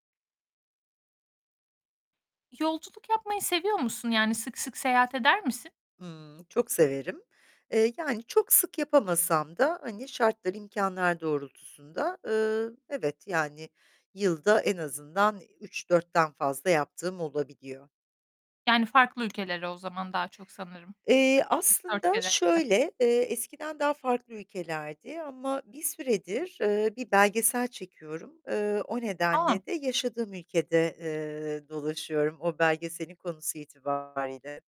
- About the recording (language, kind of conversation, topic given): Turkish, podcast, Yolculuklarda tattığın ve unutamadığın lezzet hangisiydi?
- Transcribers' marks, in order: other background noise; distorted speech